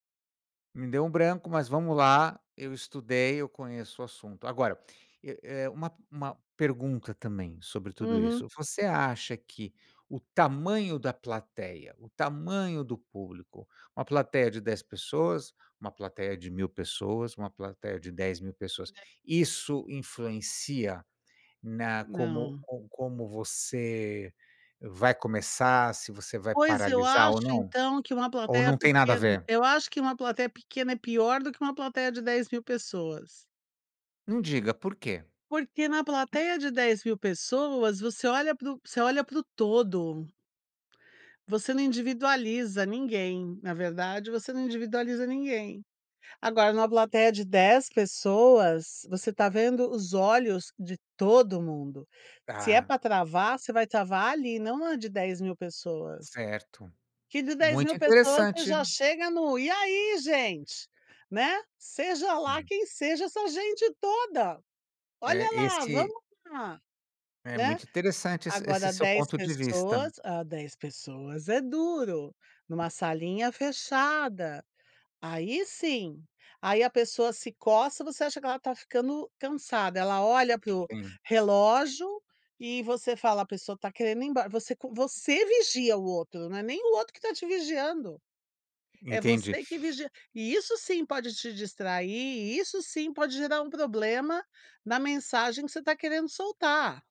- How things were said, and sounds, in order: unintelligible speech; other background noise; tapping
- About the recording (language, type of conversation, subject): Portuguese, podcast, Como falar em público sem ficar paralisado de medo?